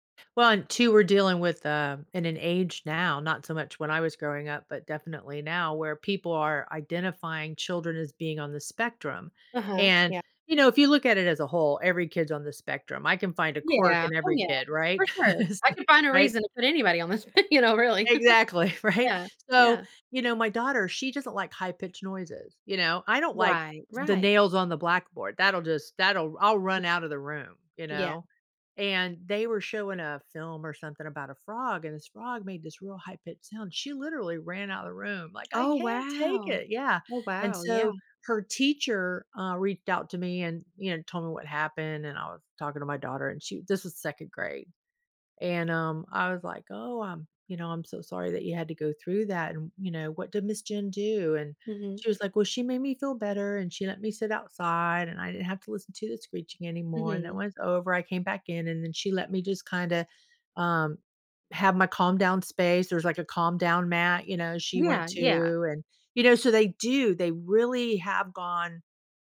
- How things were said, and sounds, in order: laughing while speaking: "Is th"; laughing while speaking: "you know"; laughing while speaking: "right?"; chuckle; unintelligible speech; other background noise
- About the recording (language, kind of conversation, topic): English, unstructured, What makes a good teacher in your opinion?
- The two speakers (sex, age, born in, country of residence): female, 30-34, United States, United States; female, 60-64, United States, United States